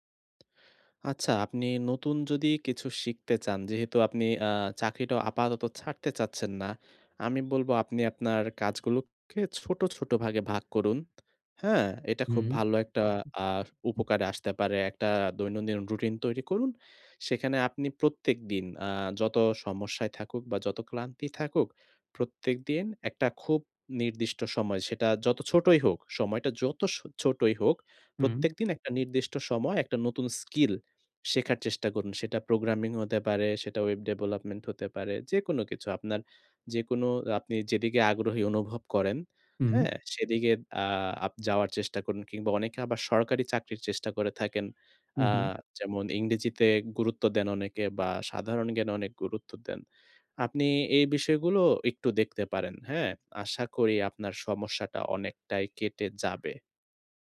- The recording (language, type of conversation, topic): Bengali, advice, কাজের মধ্যে মনোযোগ ধরে রাখার নতুন অভ্যাস গড়তে চাই
- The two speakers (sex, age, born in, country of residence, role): male, 20-24, Bangladesh, Bangladesh, advisor; male, 20-24, Bangladesh, Bangladesh, user
- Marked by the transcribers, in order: tapping; other background noise; horn; blowing; other noise